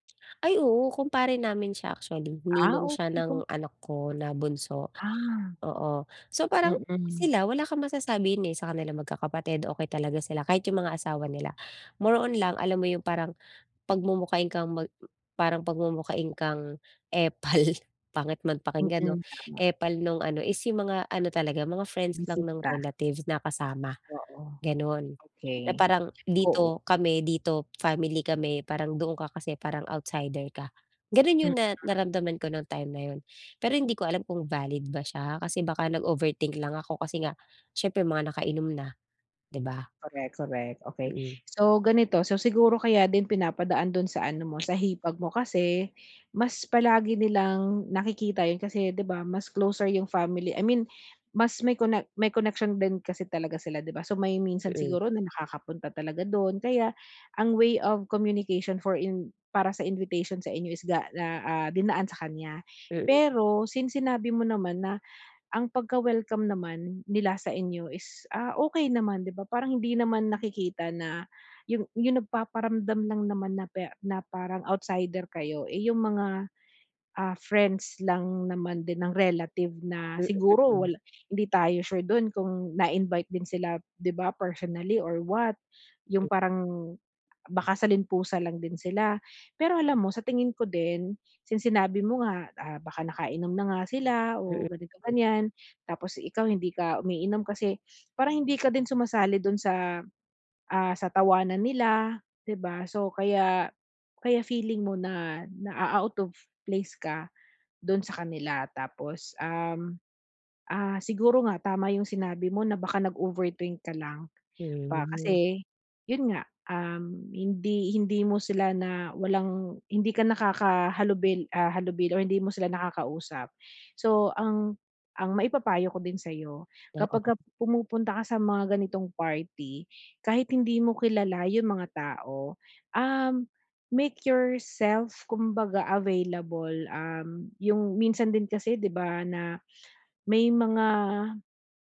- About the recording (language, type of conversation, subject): Filipino, advice, Bakit lagi akong pakiramdam na hindi ako kabilang kapag nasa mga salu-salo?
- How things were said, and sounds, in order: other background noise; tapping